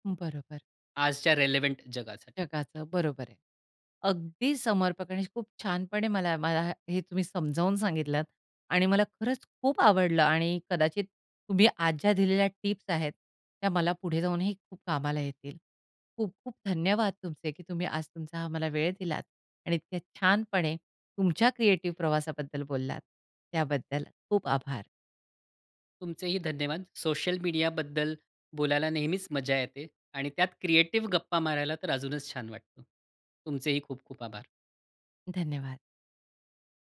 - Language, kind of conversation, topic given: Marathi, podcast, सोशल मीडियामुळे तुमचा सर्जनशील प्रवास कसा बदलला?
- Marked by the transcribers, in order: in English: "रिलेव्हेंट"; in English: "क्रिएटिव"